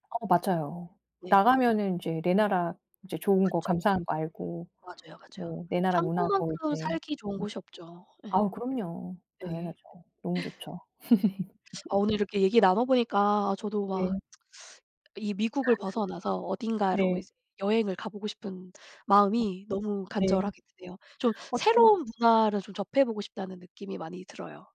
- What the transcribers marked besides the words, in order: other background noise; laugh; laugh; tsk; laugh
- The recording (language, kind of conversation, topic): Korean, unstructured, 여행 중에 겪었던 재미있는 에피소드가 있나요?